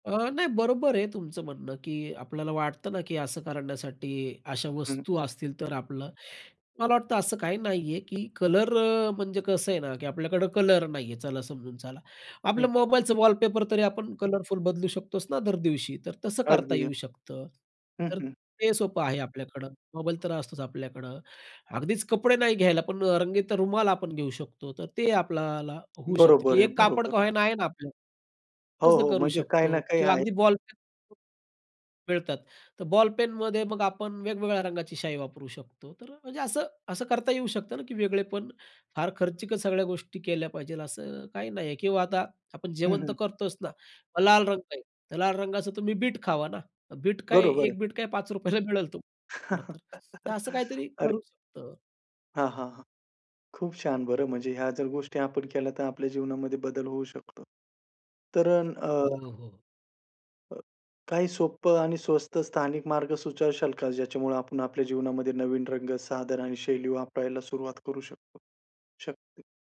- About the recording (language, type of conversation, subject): Marathi, podcast, नवीन रंग, साधन किंवा शैली वापरण्याची सुरुवात तुम्ही कशी करता?
- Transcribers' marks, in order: other background noise; tapping; laughing while speaking: "पाच रुपयाला मिळेल"; laugh